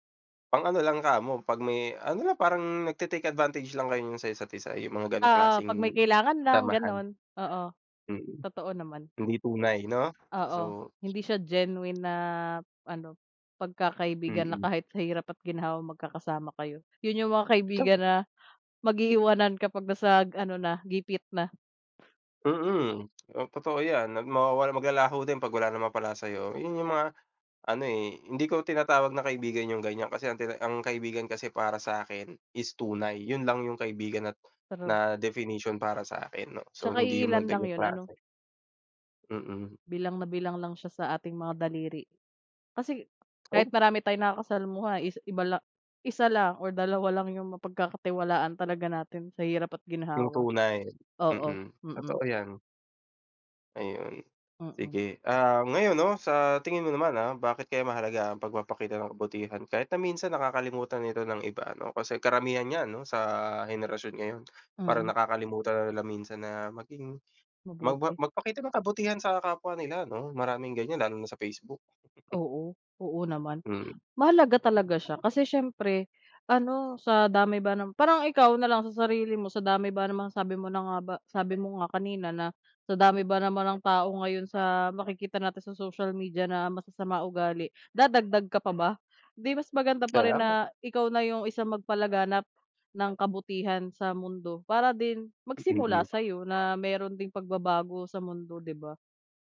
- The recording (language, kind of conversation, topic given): Filipino, unstructured, Paano mo ipinapakita ang kabutihan sa araw-araw?
- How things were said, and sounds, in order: other background noise; in English: "nagte-take advantage"; chuckle; other noise; dog barking